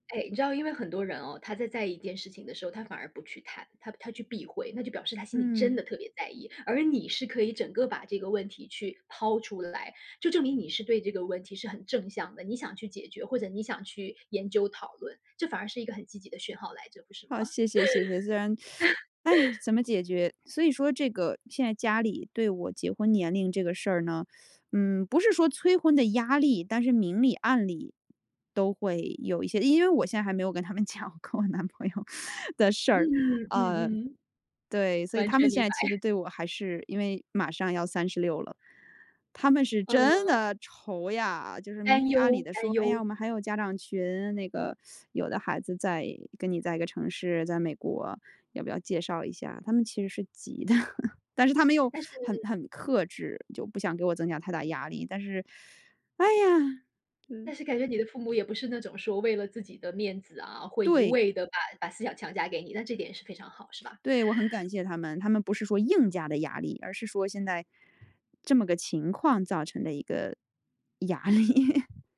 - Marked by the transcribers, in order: teeth sucking; laugh; teeth sucking; laughing while speaking: "讲，跟我男朋友的事儿"; laughing while speaking: "明白"; stressed: "真的"; teeth sucking; laughing while speaking: "急的"; teeth sucking; inhale; stressed: "硬"; tapping; laughing while speaking: "压力"
- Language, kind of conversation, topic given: Chinese, podcast, 你家人在结婚年龄这件事上会给你多大压力？